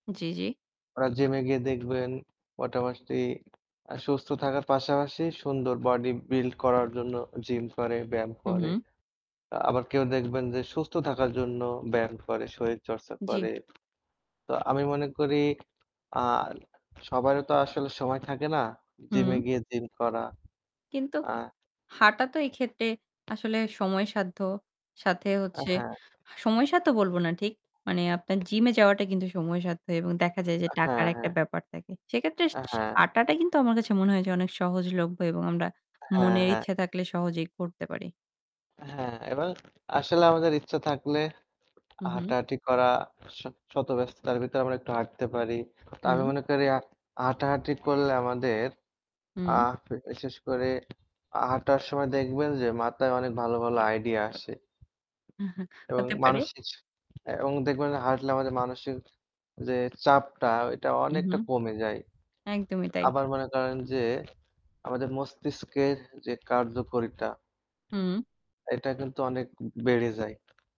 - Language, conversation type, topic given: Bengali, unstructured, আপনি কি প্রতিদিন হাঁটার চেষ্টা করেন, আর কেন করেন বা কেন করেন না?
- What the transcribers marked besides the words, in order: static; distorted speech; horn; tapping; other background noise; laughing while speaking: "হতে পারে"; "মানসিক" said as "মানসিচ"; "কার্যকারিতা" said as "কার্যকরীটা"